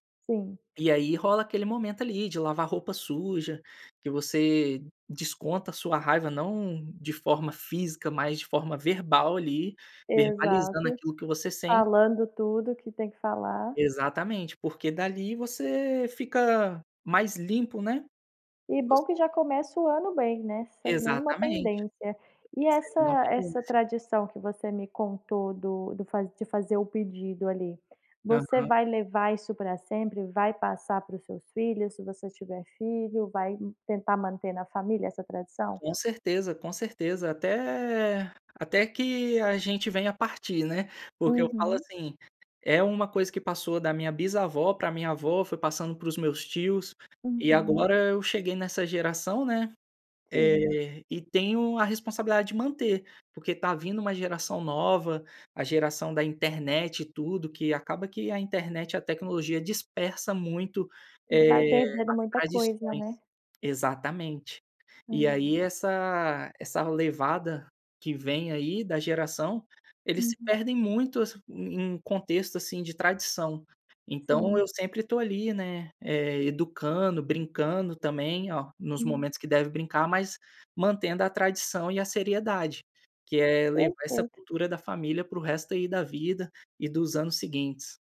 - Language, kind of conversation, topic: Portuguese, podcast, Como sua família celebra os feriados e por que isso importa?
- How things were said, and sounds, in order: other background noise